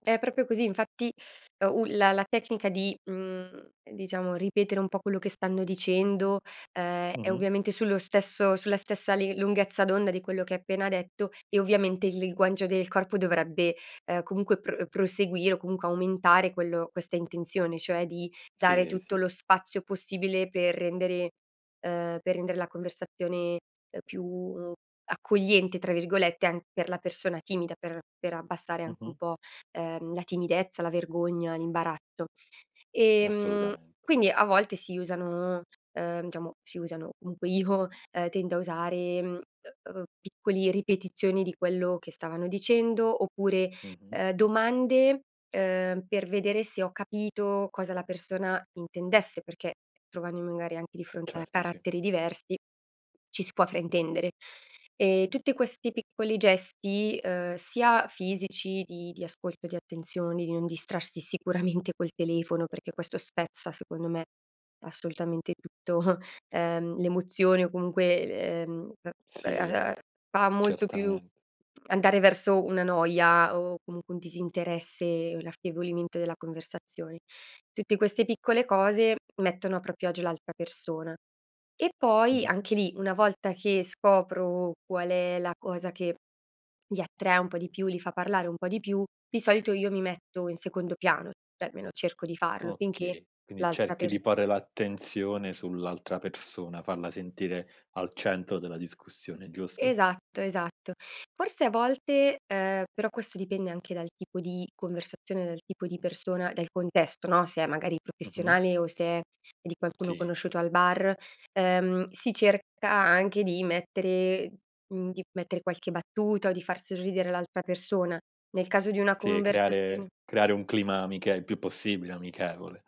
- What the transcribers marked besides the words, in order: "linguaggio" said as "linguangio"; "diciamo" said as "iciamo"; "comunque" said as "unque"; laughing while speaking: "io"; laughing while speaking: "sicuramente"; chuckle; unintelligible speech; "proprio" said as "propio"; "attrae" said as "attre"; "cioè" said as "ceh"; "centro" said as "cento"
- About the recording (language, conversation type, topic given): Italian, podcast, Cosa fai per mantenere una conversazione interessante?